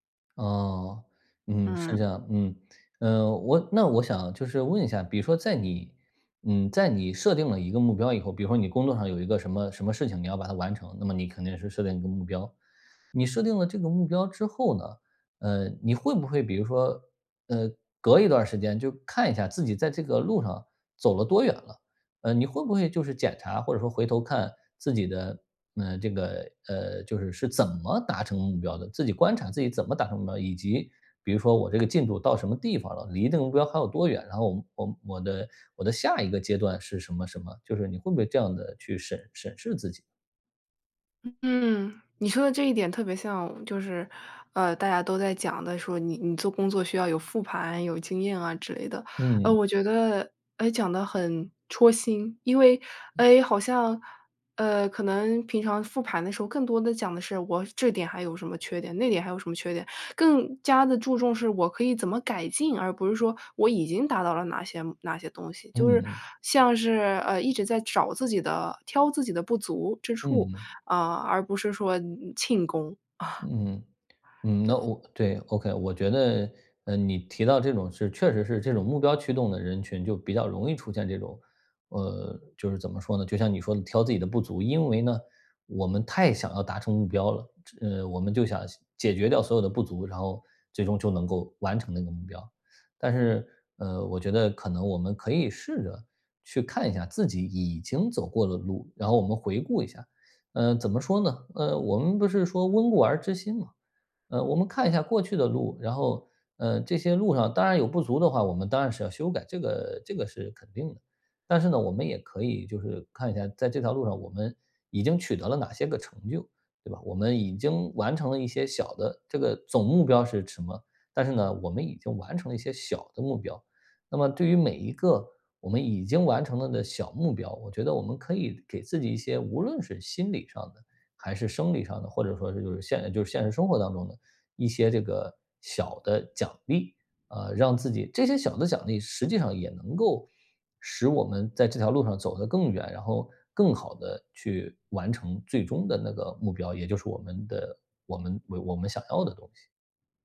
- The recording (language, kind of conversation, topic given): Chinese, advice, 我总是只盯着终点、忽视每一点进步，该怎么办？
- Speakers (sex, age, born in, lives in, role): female, 18-19, United States, United States, user; male, 35-39, China, Poland, advisor
- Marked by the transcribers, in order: tapping; other background noise; chuckle; other noise